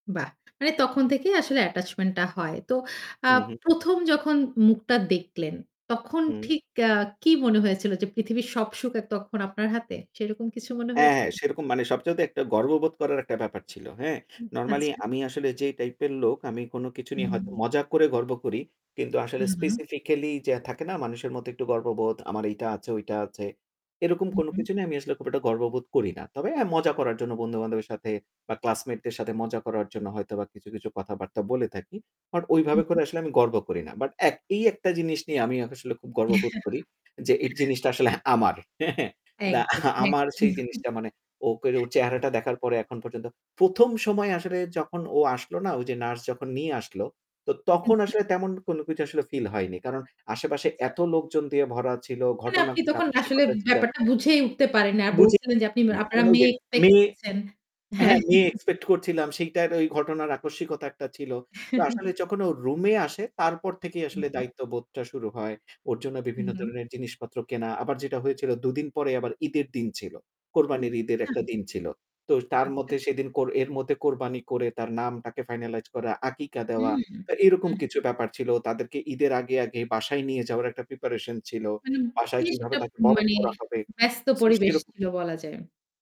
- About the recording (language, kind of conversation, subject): Bengali, podcast, মা বা বাবা হওয়ার প্রথম মুহূর্তটা আপনার কাছে কেমন ছিল?
- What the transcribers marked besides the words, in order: static; in English: "attachment"; in English: "specifically"; chuckle; laughing while speaking: "আমার। হ্যাঁ, হ্যাঁ। দা আমার"; chuckle; distorted speech; in English: "expect"; in English: "expect"; laughing while speaking: "হ্যাঁ"; chuckle; chuckle; in English: "finalize"